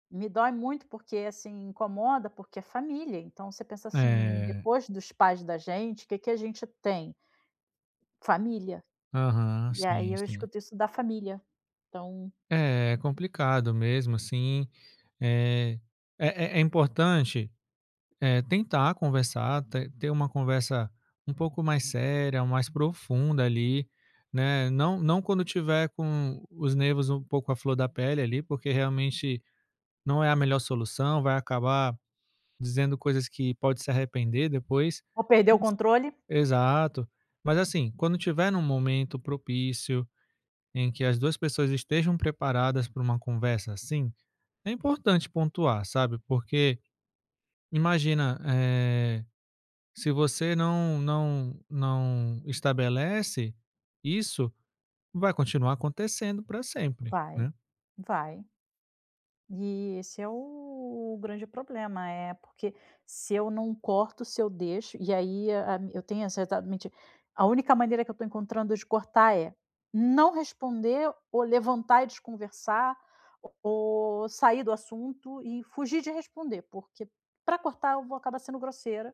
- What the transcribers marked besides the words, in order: unintelligible speech
- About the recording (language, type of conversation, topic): Portuguese, advice, Como posso lidar com críticas destrutivas sem deixar que me afetem demais?